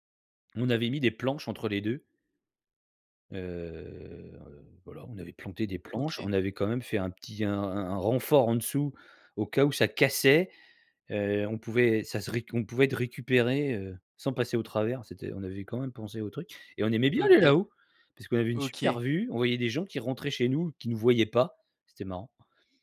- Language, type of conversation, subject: French, podcast, Comment construisais-tu des cabanes quand tu étais petit ?
- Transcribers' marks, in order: drawn out: "heu"